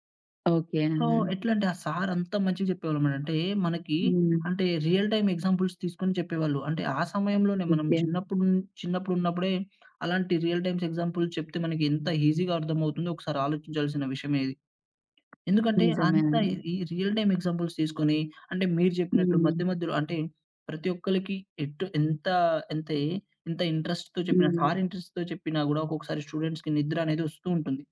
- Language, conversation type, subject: Telugu, podcast, పాఠశాలలో ఏ గురువు వల్ల నీలో ప్రత్యేకమైన ఆసక్తి కలిగింది?
- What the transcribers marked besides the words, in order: in English: "సో"; in English: "రియల్ టైమ్ ఎగ్జాంపుల్స్"; in English: "రియల్ టైమ్స్ ఎగ్జాంపుల్స్"; in English: "ఈజీ‌గా"; tapping; in English: "రియల్ టైమ్ ఎగ్జాంపుల్స్"; in English: "ఇంట్రెస్ట్‌తో"; in English: "ఇంట్రెస్ట్‌తో"; in English: "స్టూడెంట్స్‌కి"